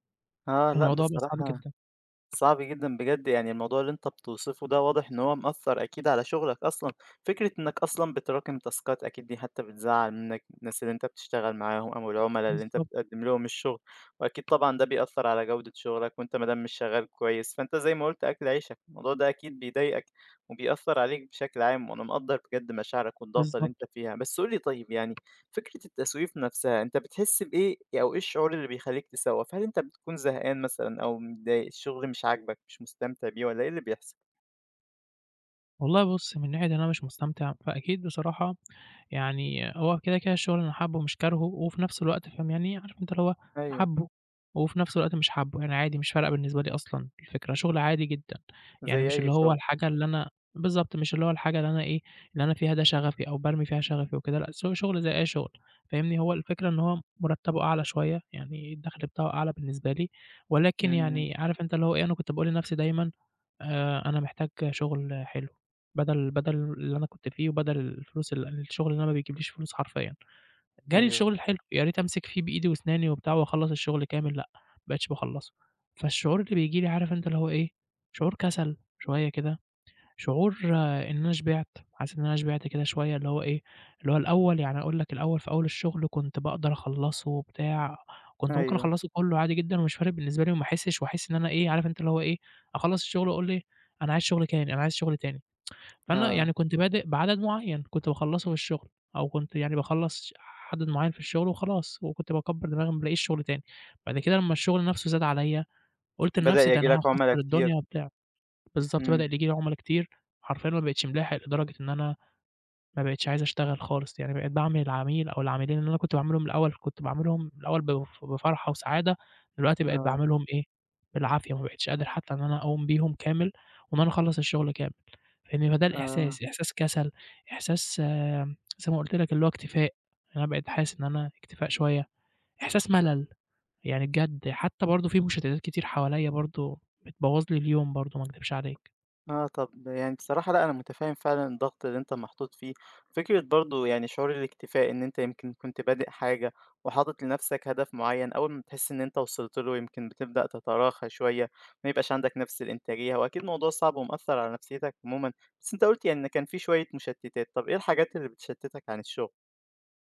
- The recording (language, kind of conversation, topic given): Arabic, advice, إزاي بتتعامل مع التسويف وتأجيل الحاجات المهمة؟
- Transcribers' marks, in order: tapping; in English: "تاسكات"; tsk